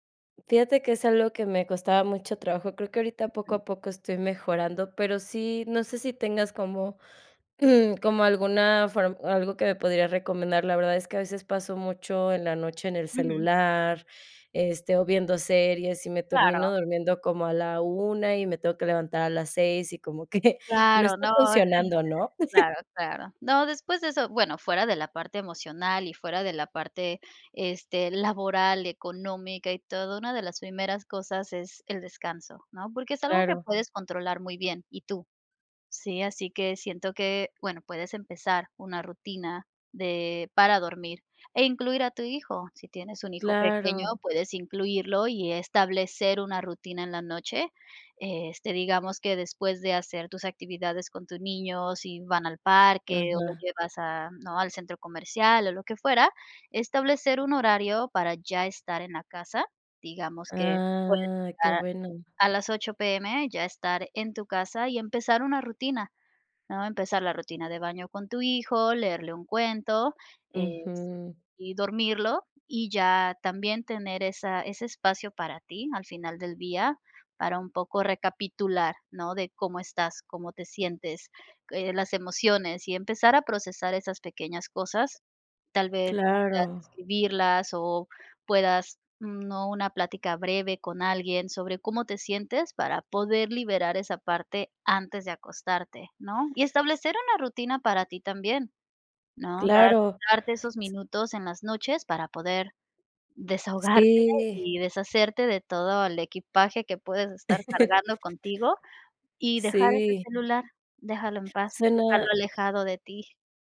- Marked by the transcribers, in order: tapping; other background noise; throat clearing; laughing while speaking: "que"; chuckle; chuckle
- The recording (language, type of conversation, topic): Spanish, advice, ¿Cómo puedo afrontar el fin de una relación larga y reconstruir mi rutina diaria?